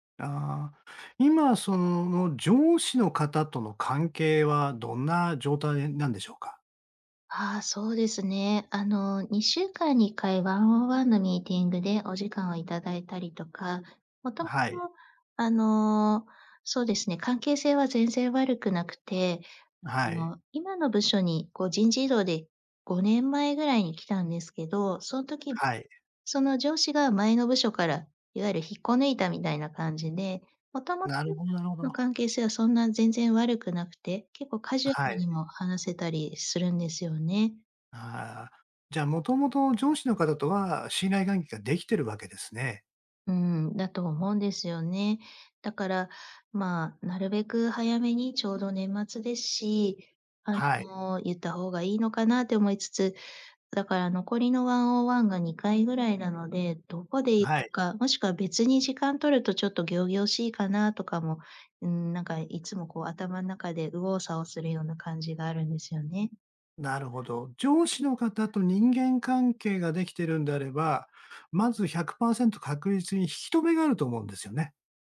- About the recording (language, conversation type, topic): Japanese, advice, 現職の会社に転職の意思をどのように伝えるべきですか？
- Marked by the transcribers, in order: in English: "ワンオンワン"; in English: "ワンオンワン"